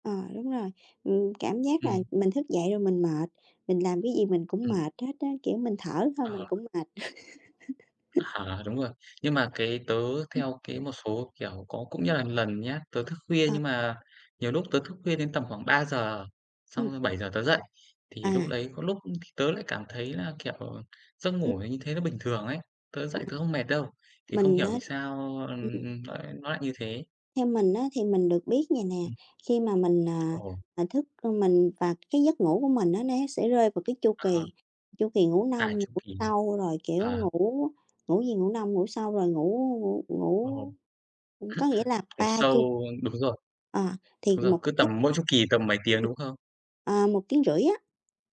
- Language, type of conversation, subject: Vietnamese, unstructured, Bạn có lo việc thức khuya sẽ ảnh hưởng đến tinh thần không?
- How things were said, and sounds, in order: tapping; laughing while speaking: "À"; laugh; other background noise; throat clearing